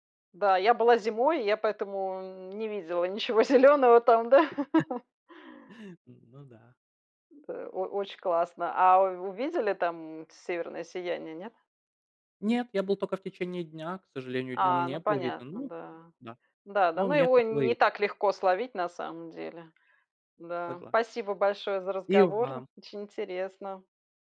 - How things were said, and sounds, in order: laughing while speaking: "ничего зелёного там"; other noise; chuckle; laugh
- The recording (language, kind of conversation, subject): Russian, unstructured, Что тебе больше всего нравится в твоём увлечении?